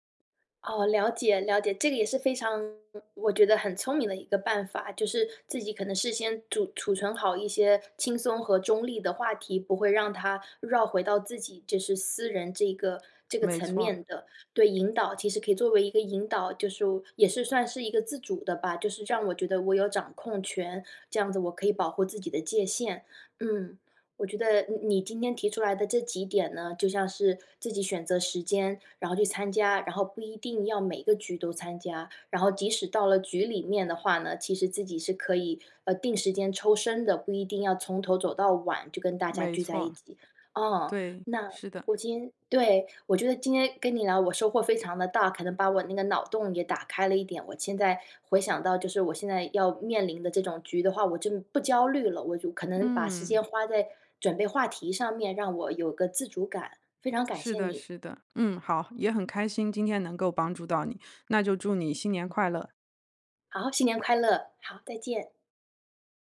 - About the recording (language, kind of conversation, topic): Chinese, advice, 我該如何在社交和獨處之間找到平衡？
- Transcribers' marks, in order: tapping; other background noise